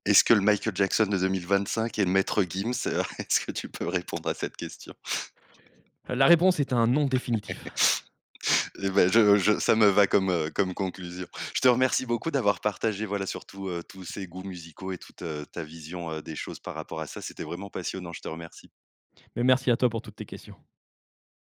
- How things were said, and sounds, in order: chuckle; laughing while speaking: "Est-ce que tu peux répondre à cette question ?"; chuckle; laugh
- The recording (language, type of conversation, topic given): French, podcast, Quel album emmènerais-tu sur une île déserte ?